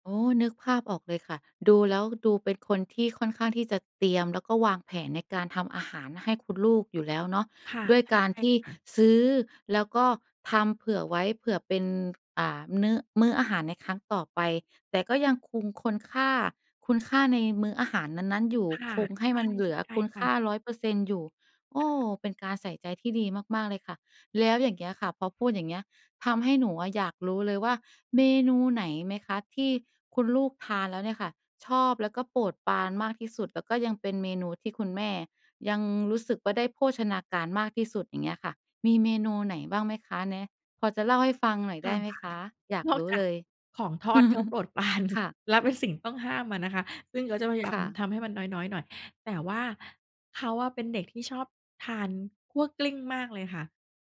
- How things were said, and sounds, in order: "คง" said as "คุง"; laughing while speaking: "ปราน"; chuckle
- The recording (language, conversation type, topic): Thai, podcast, คุณจัดสมดุลระหว่างรสชาติและคุณค่าทางโภชนาการเวลาทำอาหารอย่างไร?